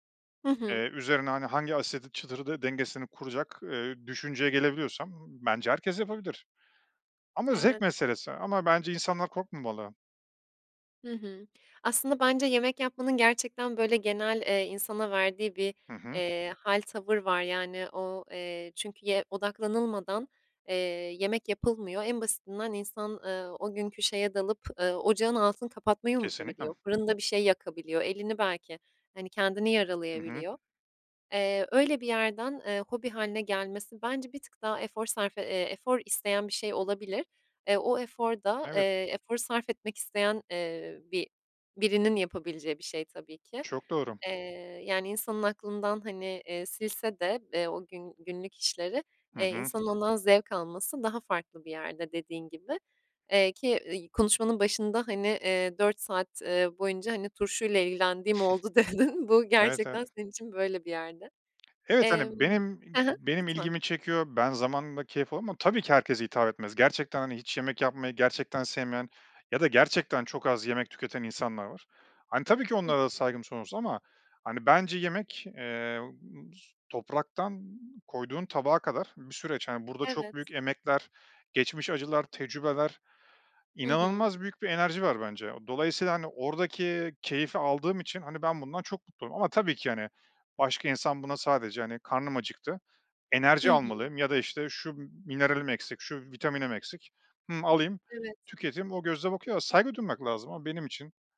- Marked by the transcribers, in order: unintelligible speech; tapping; other background noise; snort; laughing while speaking: "oldu. dedin"
- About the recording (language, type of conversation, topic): Turkish, podcast, Yemek yapmayı hobi hâline getirmek isteyenlere ne önerirsiniz?